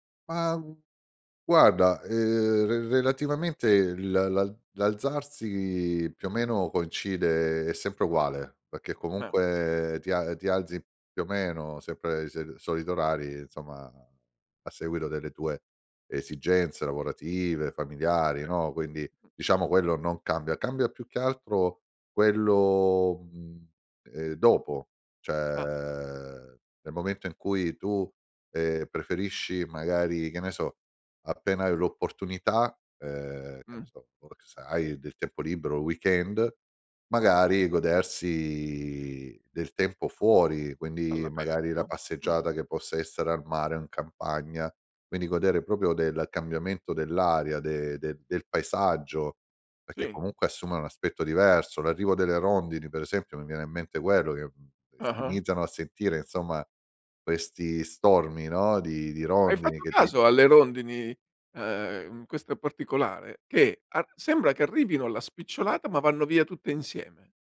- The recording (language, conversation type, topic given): Italian, podcast, Cosa ti piace di più dell'arrivo della primavera?
- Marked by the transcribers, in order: "okay" said as "ka"; "Okay" said as "kay"; other noise; "cioè" said as "ceh"; in English: "weekend"; "proprio" said as "propio"